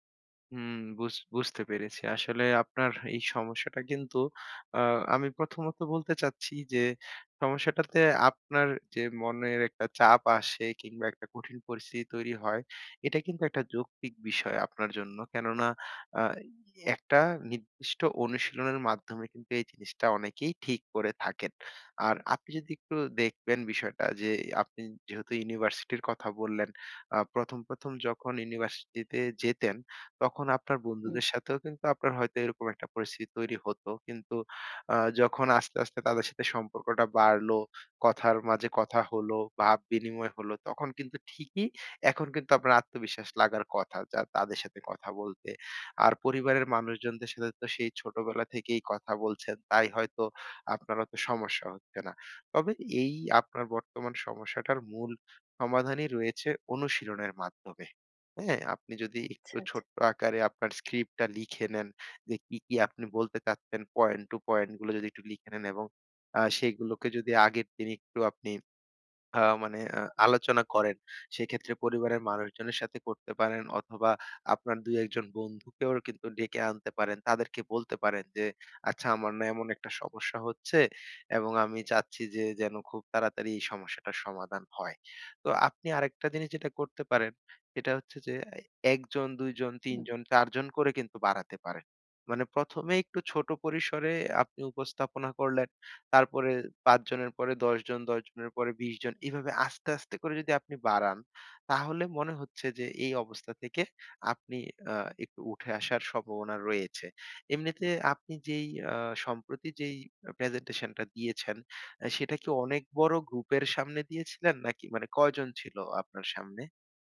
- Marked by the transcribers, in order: tapping; other background noise; swallow
- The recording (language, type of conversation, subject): Bengali, advice, উপস্থাপনার সময় ভয় ও উত্তেজনা কীভাবে কমিয়ে আত্মবিশ্বাস বাড়াতে পারি?